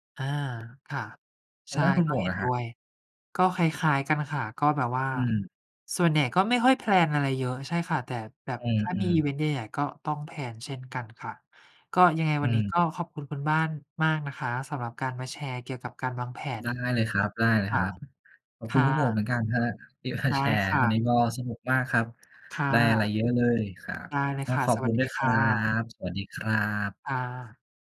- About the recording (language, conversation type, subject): Thai, unstructured, ประโยชน์ของการวางแผนล่วงหน้าในแต่ละวัน
- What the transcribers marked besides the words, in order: in English: "แพลน"; in English: "แพลน"; laughing while speaking: "ที่มาแชร์"; drawn out: "ครับ"